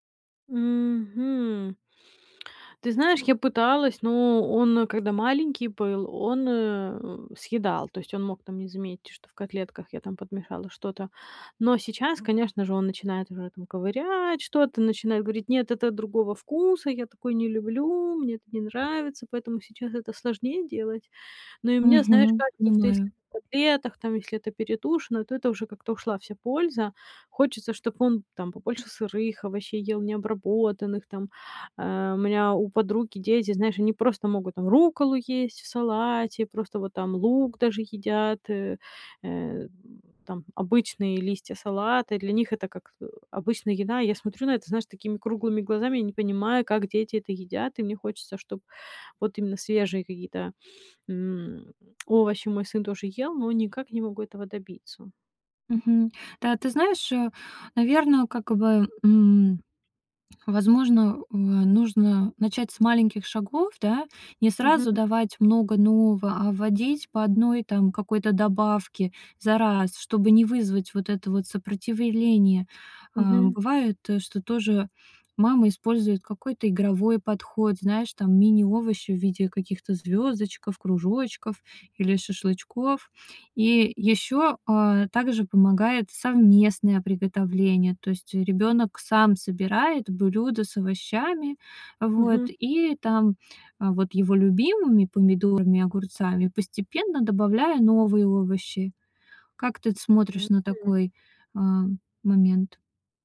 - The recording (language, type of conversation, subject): Russian, advice, Как научиться готовить полезную еду для всей семьи?
- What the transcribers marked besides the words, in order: drawn out: "Мгм"; tapping; lip smack; unintelligible speech